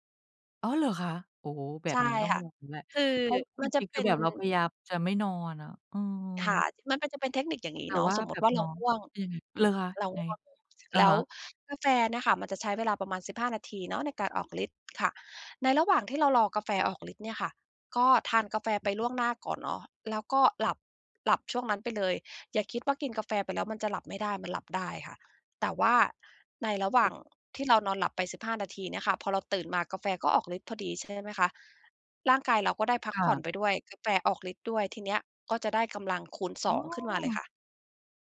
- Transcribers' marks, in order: none
- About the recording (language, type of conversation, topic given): Thai, advice, คุณใช้กาแฟหรือเครื่องดื่มชูกำลังแทนการนอนบ่อยแค่ไหน?